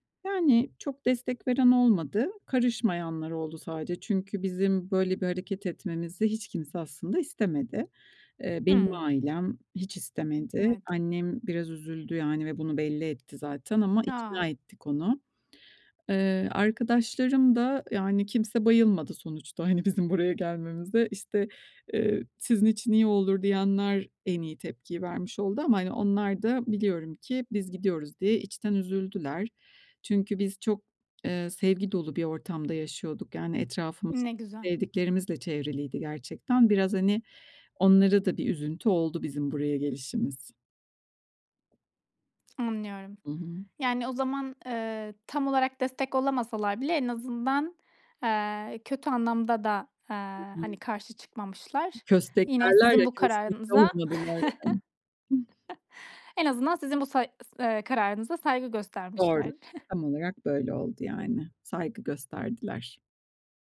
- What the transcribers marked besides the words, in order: other background noise; unintelligible speech; chuckle; chuckle
- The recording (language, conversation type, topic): Turkish, podcast, Değişim için en cesur adımı nasıl attın?